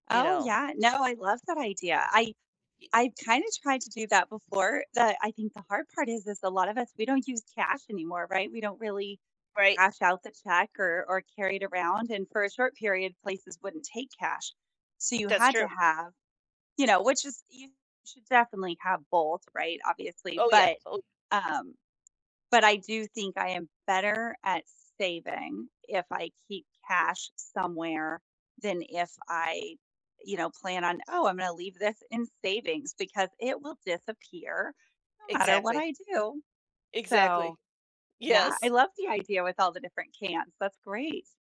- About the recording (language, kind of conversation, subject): English, unstructured, How do you balance short-term wants with long-term needs?
- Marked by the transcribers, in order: other background noise; background speech; laughing while speaking: "Yes"